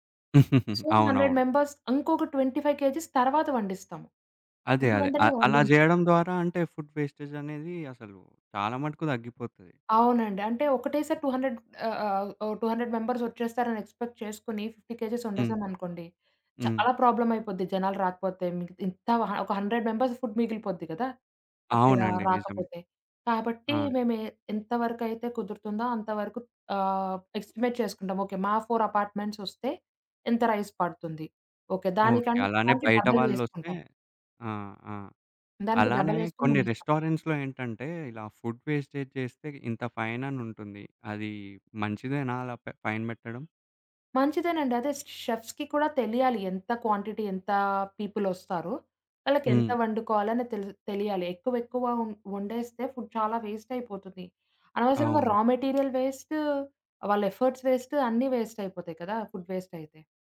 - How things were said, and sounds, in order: giggle; in English: "సో, హండ్రెడ్ మెంబర్స్"; in English: "ట్వెంటీ ఫైవ్ కేజీస్"; in English: "ఫుడ్"; other background noise; in English: "టూ హండ్రెడ్"; in English: "టూ హండ్రెడ్"; in English: "ఎక్స్‌పెక్ట్"; in English: "ఫిఫ్టీ కేజీస్"; in English: "హండ్రెడ్ మెంబర్స్ ఫుడ్"; in English: "ఎస్టిమేట్"; in English: "ఫోర్"; in English: "రైస్"; in English: "డబల్"; in English: "రెస్టారెంట్స్‌లో"; horn; in English: "ఫుడ్ వేస్టేజ్"; in English: "ఫైన్"; in English: "స్ షెఫ్స్‌కి"; in English: "క్వాంటిటీ"; in English: "ఫుడ్"; in English: "రా మెటీరియల్ పేస్ట్"; in English: "ఎఫర్ట్స్ పేస్ట్"; in English: "ఫుడ్"
- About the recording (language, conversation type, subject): Telugu, podcast, ఆహార వృథాను తగ్గించడానికి ఇంట్లో సులభంగా పాటించగల మార్గాలు ఏమేమి?